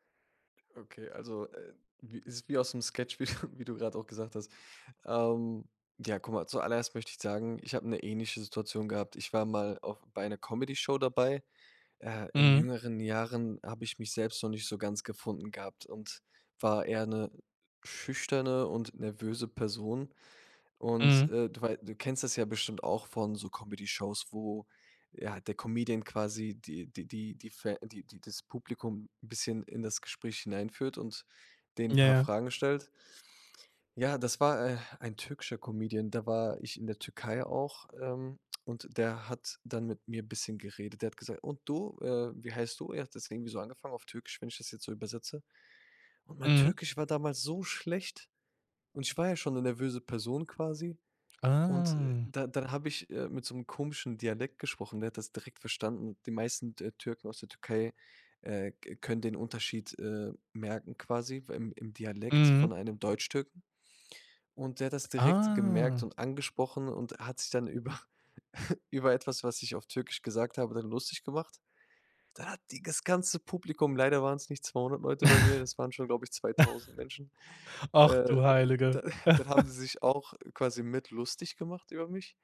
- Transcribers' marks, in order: laughing while speaking: "wie du"; anticipating: "Ah"; laughing while speaking: "über"; chuckle; laugh; chuckle
- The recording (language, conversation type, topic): German, podcast, Hast du eine lustige oder peinliche Konzertanekdote aus deinem Leben?